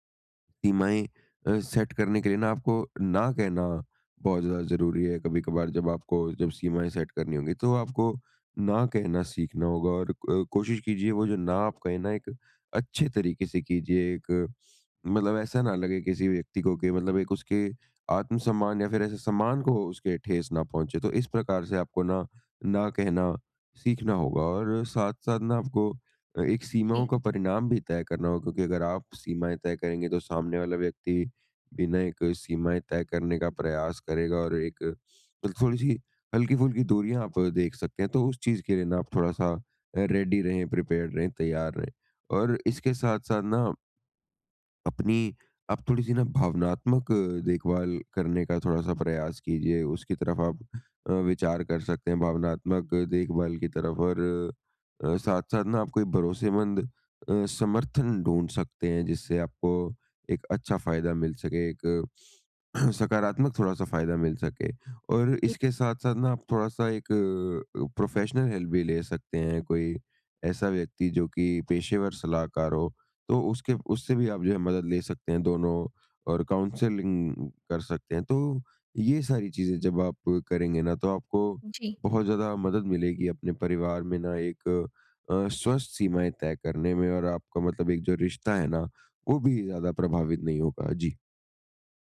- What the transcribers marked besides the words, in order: in English: "सेट"; in English: "सेट"; other noise; other background noise; in English: "रेडी"; in English: "प्रिपेयर्ड"; tapping; throat clearing; in English: "प्रोफेशनल हेल्प"; in English: "काउंसलिंग"
- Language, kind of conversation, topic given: Hindi, advice, परिवार में स्वस्थ सीमाएँ कैसे तय करूँ और बनाए रखूँ?